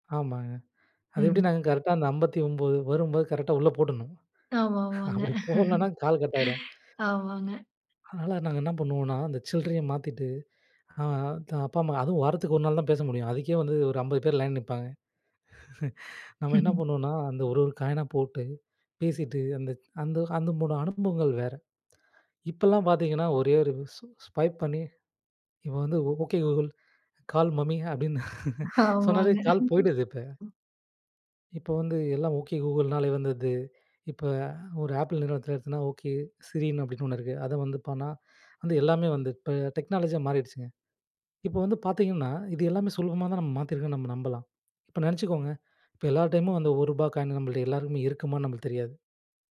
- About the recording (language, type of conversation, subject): Tamil, podcast, புதிய தொழில்நுட்பங்கள் உங்கள் தினசரி வாழ்வை எப்படி மாற்றின?
- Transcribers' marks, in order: laughing while speaking: "ஆமாமாங்க. ஆமாங்க"; laughing while speaking: "அப்படி போடலனா கால் கட் ஆயிடும்"; chuckle; in English: "காயினா"; "முன்" said as "மூணு"; "ஸ்வைப்" said as "ஸ்பைப்"; in English: "கால் மம்மி"; chuckle; laughing while speaking: "ஆமாங்க"; in English: "டெக்னாலஜியா"